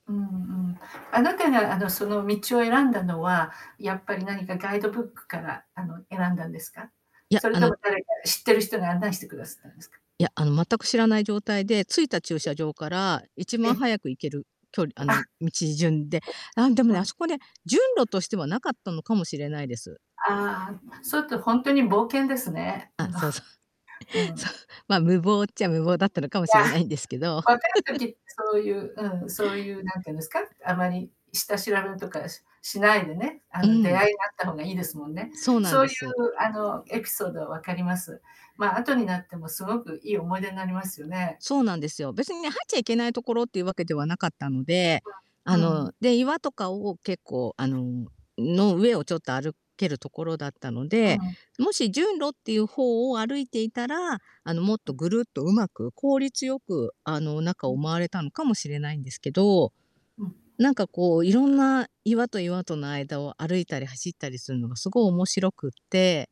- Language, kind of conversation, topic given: Japanese, podcast, 旅先での失敗があとで笑い話になったことはありますか？
- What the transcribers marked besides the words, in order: static; other background noise; tapping; distorted speech; unintelligible speech; unintelligible speech; laughing while speaking: "そう そう。そう"; laughing while speaking: "あの"; chuckle